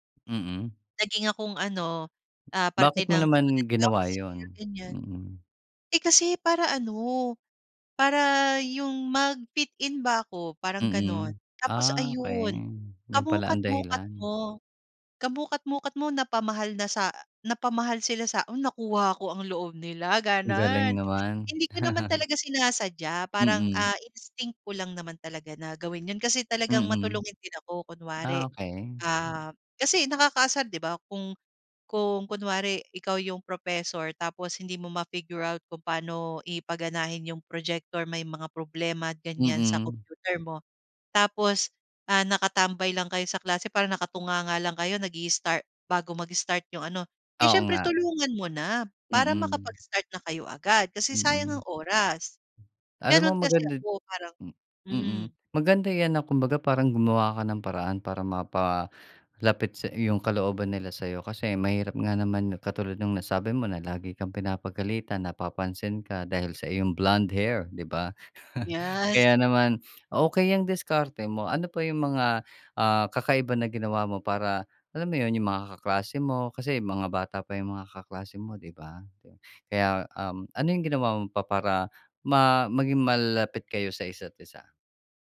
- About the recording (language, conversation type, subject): Filipino, podcast, Puwede mo bang ikuwento kung paano nagsimula ang paglalakbay mo sa pag-aaral?
- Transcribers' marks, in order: tapping; chuckle; chuckle